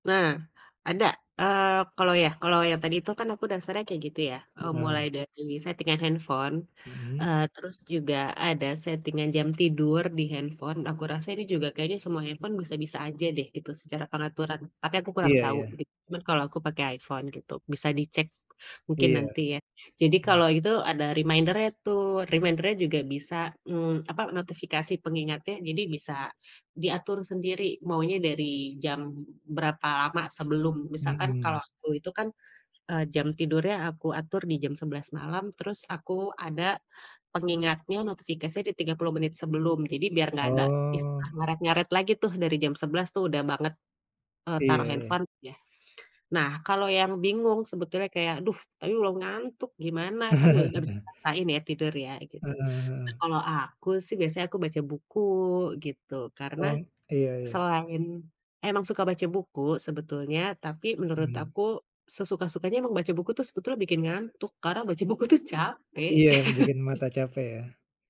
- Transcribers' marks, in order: in English: "setting-an"; in English: "setting-an"; in English: "reminder-nya"; in English: "reminder-nya"; chuckle; laugh; tapping
- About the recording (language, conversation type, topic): Indonesian, podcast, Bagaimana kamu mengatur waktu layar agar tidak kecanduan?